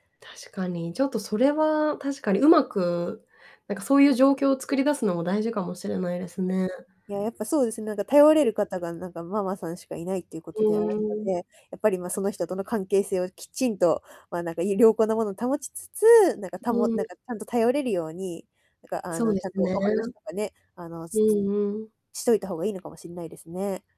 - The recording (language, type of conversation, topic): Japanese, advice, 勤務時間にきちんと区切りをつけるには、何から始めればよいですか？
- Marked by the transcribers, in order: unintelligible speech; other background noise; distorted speech